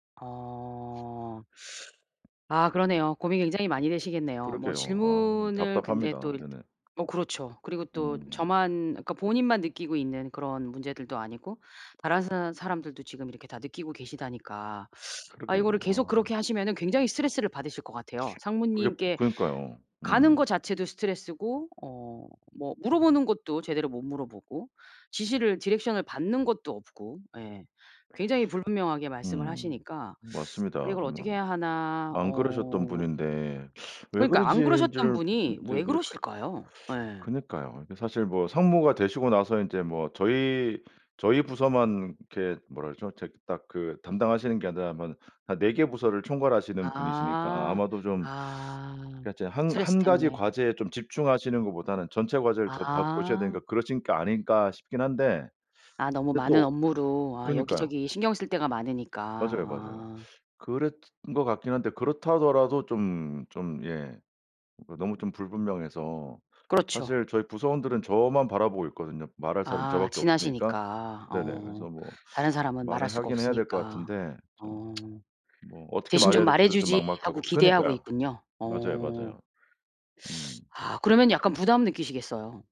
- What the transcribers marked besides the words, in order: other background noise; other noise; in English: "디렉션을"; tsk
- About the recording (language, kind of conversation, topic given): Korean, advice, 불분명한 피드백을 받았을 때 어떻게 정중하고 구체적으로 되물어야 할까?